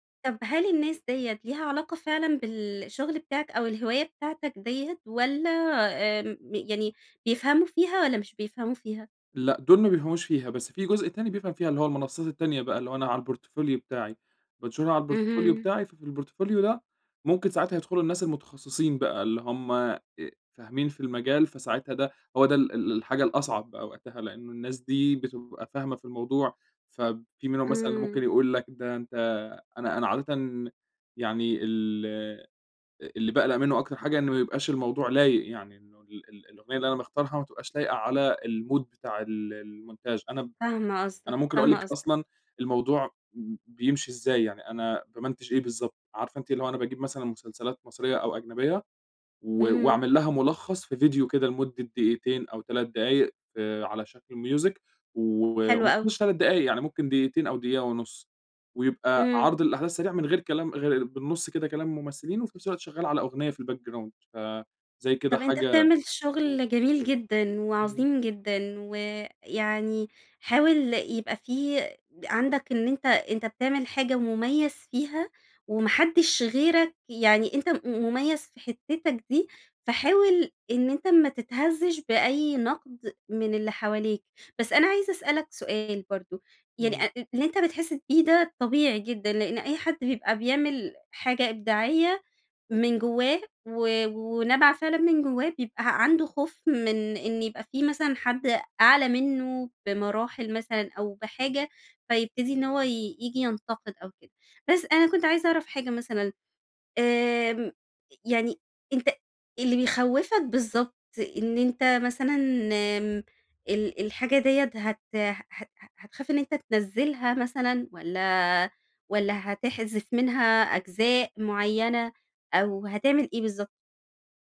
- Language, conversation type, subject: Arabic, advice, إزاي أقدر أتغلّب على خوفي من النقد اللي بيمنعني أكمّل شغلي الإبداعي؟
- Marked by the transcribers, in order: in English: "الPortfolio"; in English: "الPortfolio"; in English: "الPortfolio"; in English: "الmood"; in French: "الmotange"; in French: "بامنتچ"; in English: "music"; in English: "الBackground"